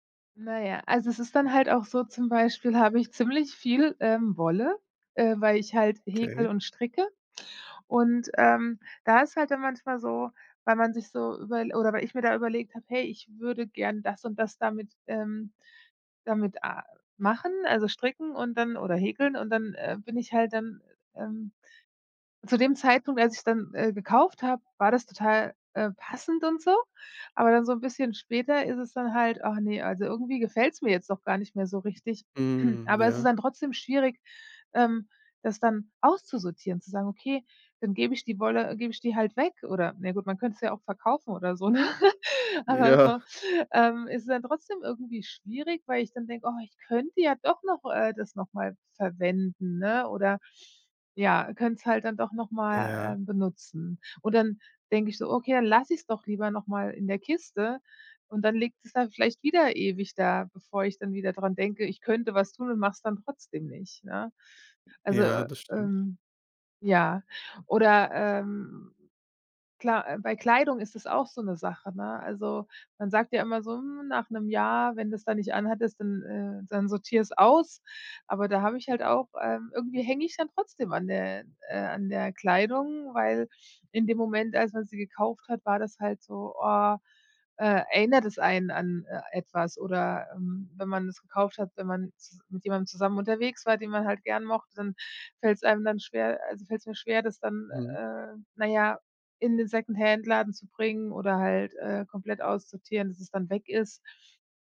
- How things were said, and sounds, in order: throat clearing; laughing while speaking: "ne?"
- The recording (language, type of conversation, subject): German, advice, Wie kann ich mit Überforderung beim Ausmisten sentimental aufgeladener Gegenstände umgehen?